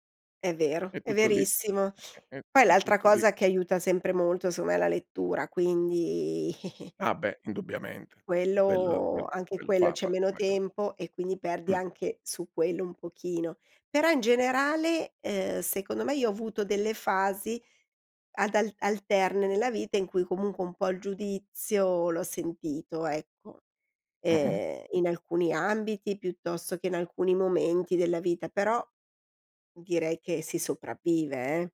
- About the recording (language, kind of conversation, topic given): Italian, podcast, Come gestisci la paura di essere giudicato mentre parli?
- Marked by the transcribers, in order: giggle